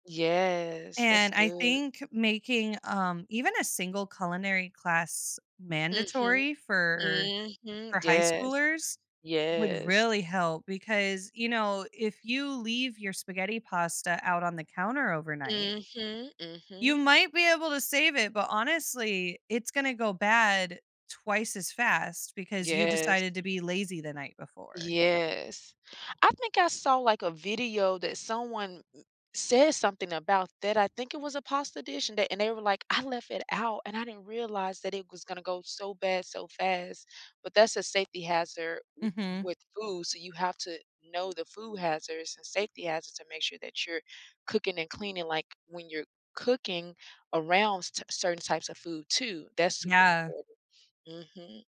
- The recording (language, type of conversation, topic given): English, unstructured, What habits or choices lead to food being wasted in our homes?
- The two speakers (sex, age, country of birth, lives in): female, 30-34, United States, United States; female, 35-39, United States, United States
- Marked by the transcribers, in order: none